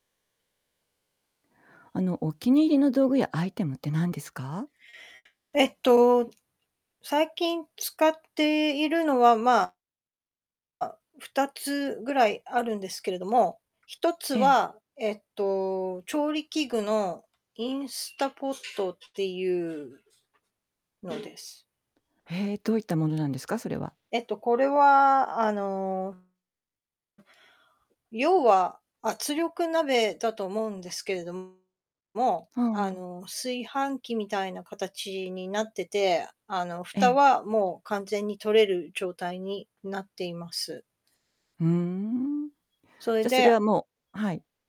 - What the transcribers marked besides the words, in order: other background noise; tapping; distorted speech
- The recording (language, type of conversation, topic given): Japanese, podcast, お気に入りの道具や品物は何ですか？